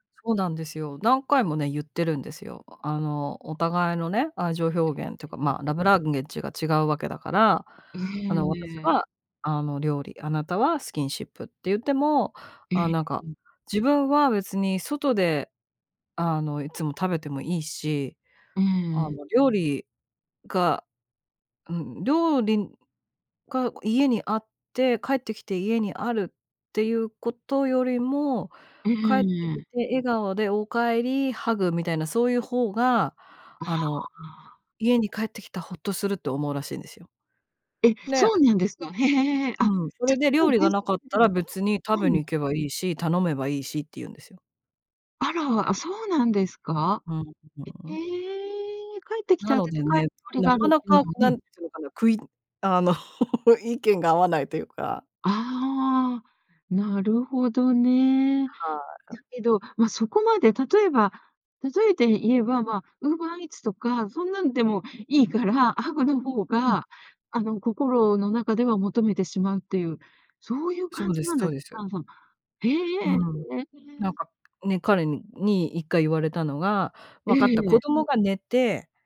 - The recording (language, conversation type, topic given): Japanese, podcast, 愛情表現の違いが摩擦になることはありましたか？
- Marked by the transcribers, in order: unintelligible speech; unintelligible speech; surprised: "あら、あ、そうなんですか"; other background noise; laughing while speaking: "あの"; tapping; unintelligible speech